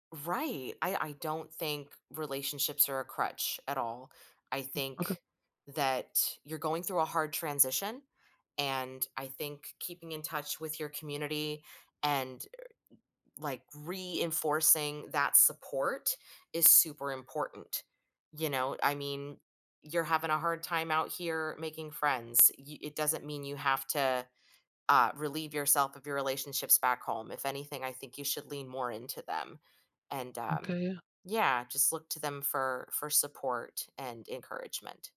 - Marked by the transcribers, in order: tapping; other background noise
- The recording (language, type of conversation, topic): English, advice, How can I make new friends and feel settled after moving to a new city?
- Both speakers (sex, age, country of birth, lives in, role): female, 35-39, United States, United States, advisor; male, 20-24, United States, United States, user